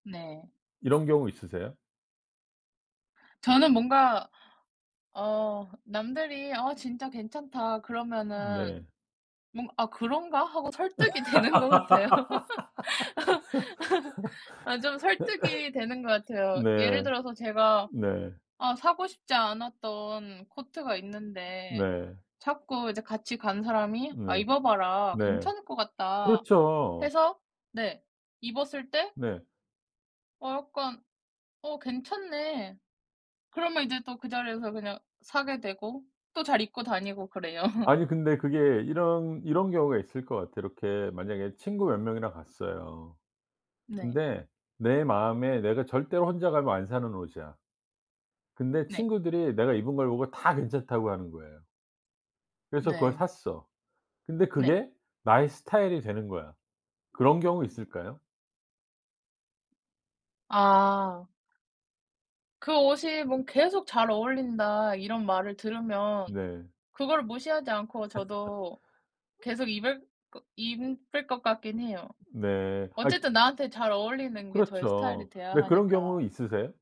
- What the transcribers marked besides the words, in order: other background noise; laugh; cough; laugh; laugh; laugh; "입을" said as "임블"
- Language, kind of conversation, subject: Korean, podcast, 옷을 바꿔 입어서 기분이 달라졌던 경험이 있으신가요?
- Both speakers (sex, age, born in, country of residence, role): female, 20-24, South Korea, South Korea, guest; male, 55-59, South Korea, United States, host